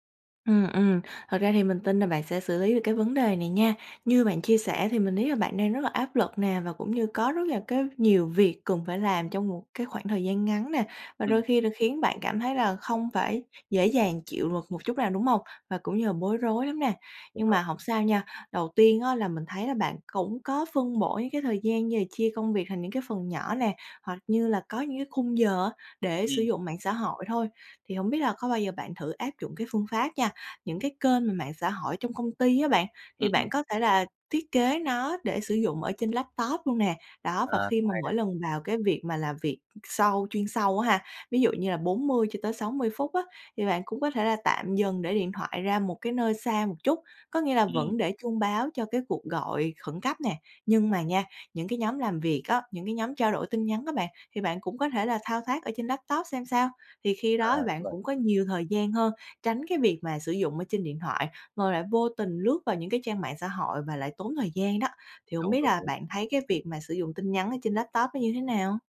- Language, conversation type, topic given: Vietnamese, advice, Làm thế nào để bạn bớt dùng mạng xã hội để tập trung hoàn thành công việc?
- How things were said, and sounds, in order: tapping; other noise; other background noise